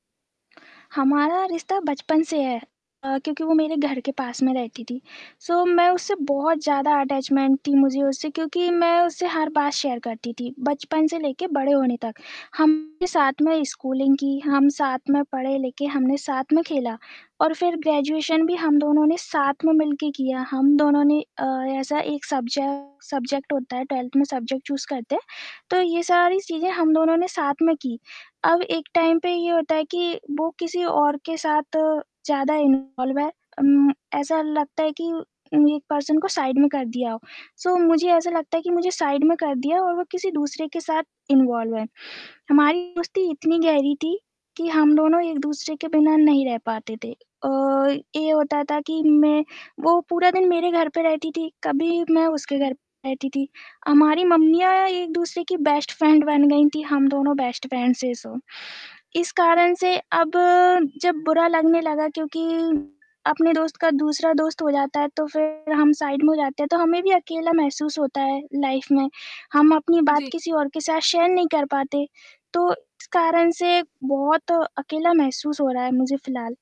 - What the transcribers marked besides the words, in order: tapping; static; horn; in English: "सो"; in English: "अटैचमेंट"; in English: "शेयर"; distorted speech; in English: "स्कूलिंग"; in English: "ग्रेजुएशन"; in English: "सब्जे सब्जेक्ट"; in English: "ट्वेल्थ"; in English: "सब्जेक्ट चूज़"; in English: "टाइम"; in English: "इन्वॉल्व"; in English: "पर्सन"; in English: "साइड"; in English: "सो"; in English: "साइड"; in English: "इन्वॉल्व"; in English: "बेस्ट फ्रेंड"; in English: "बेस्ट फ्रेंड"; in English: "सो"; mechanical hum; in English: "साइड"; in English: "लाइफ"; in English: "शेयर"
- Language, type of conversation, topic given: Hindi, advice, मैं किसी रिश्ते को सम्मानपूर्वक समाप्त करने के बारे में कैसे बात करूँ?